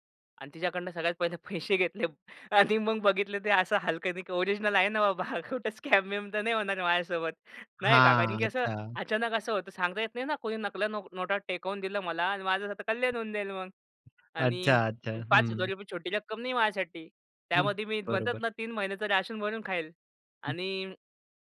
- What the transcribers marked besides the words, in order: laughing while speaking: "पैसे घेतले आणि मग बघितलं … नाही होणार माझ्यासोबत"; in English: "ओरिजनल"; in English: "स्कॅम-बिम"; other background noise
- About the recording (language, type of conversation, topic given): Marathi, podcast, एखाद्या अजनबीशी तुमची मैत्री कशी झाली?